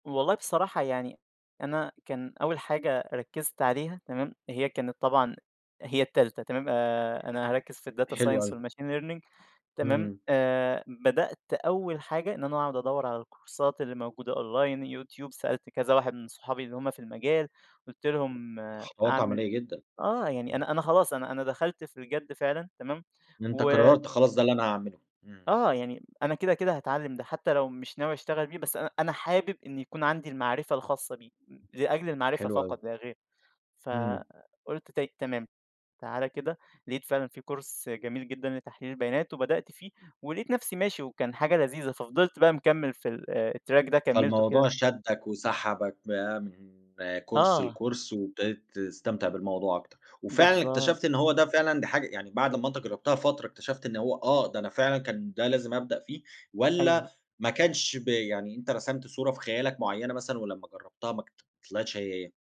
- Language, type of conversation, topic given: Arabic, podcast, إزاي اكتشفت الشغف اللي بتحبه بجد؟
- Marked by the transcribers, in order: in English: "الData Science والMachine Learning"; in English: "الكورسات"; in English: "Online"; tapping; in English: "Course"; in English: "الTrack"; in English: "Course لCourse"; tsk